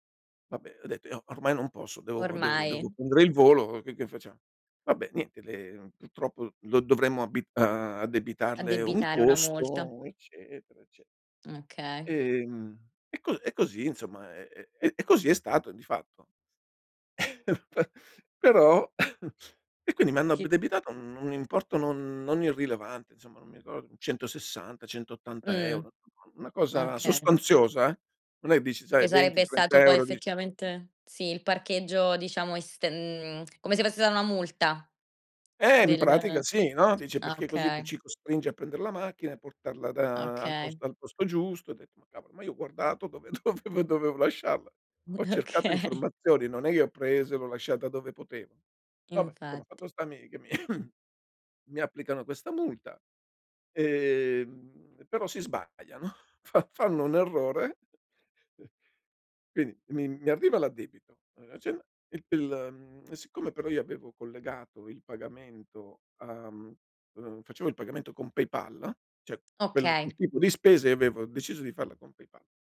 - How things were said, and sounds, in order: other background noise; chuckle; "addebitato" said as "abdebitato"; laughing while speaking: "Okay"; laughing while speaking: "dove dovevo dovevo"; cough; laughing while speaking: "fa"; chuckle; unintelligible speech
- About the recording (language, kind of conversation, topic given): Italian, podcast, Hai una storia divertente su un imprevisto capitato durante un viaggio?